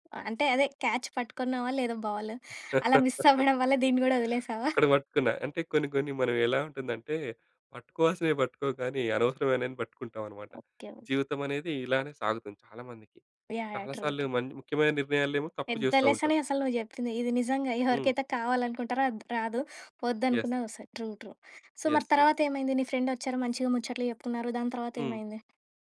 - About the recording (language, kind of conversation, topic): Telugu, podcast, విదేశం వెళ్లి జీవించాలా లేక ఇక్కడే ఉండాలా అనే నిర్ణయం ఎలా తీసుకుంటారు?
- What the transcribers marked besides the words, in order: in English: "క్యాచ్"; giggle; in English: "మిస్"; chuckle; in English: "ట్రూ. ట్రూ"; in English: "యెస్"; in English: "ట్రూ. ట్రూ. సో"; in English: "యెస్. యెస్"; other background noise